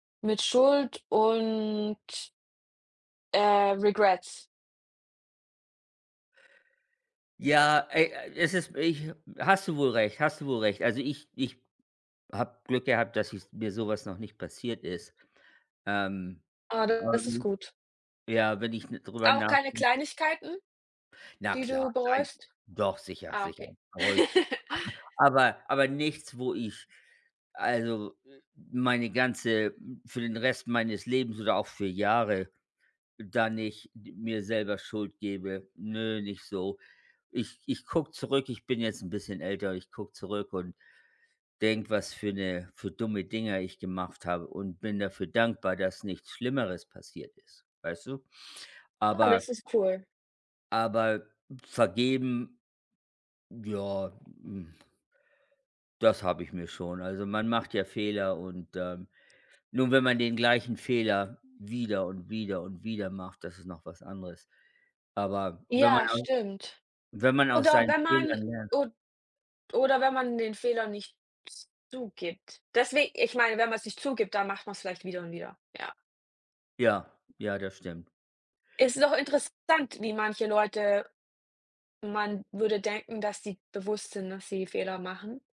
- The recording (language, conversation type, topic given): German, unstructured, Warum ist es wichtig, anderen zu vergeben?
- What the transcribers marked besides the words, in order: drawn out: "und"; in English: "Regrets"; unintelligible speech; chuckle; other background noise